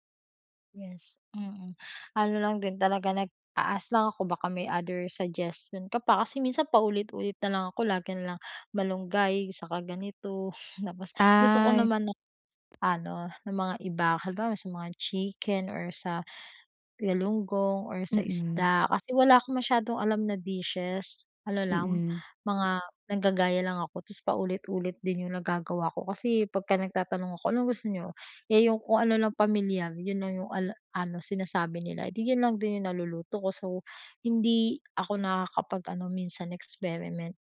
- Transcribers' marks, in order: chuckle; drawn out: "Ay"; other noise; other background noise
- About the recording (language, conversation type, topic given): Filipino, advice, Paano ako makakaplano ng masustansiya at abot-kayang pagkain araw-araw?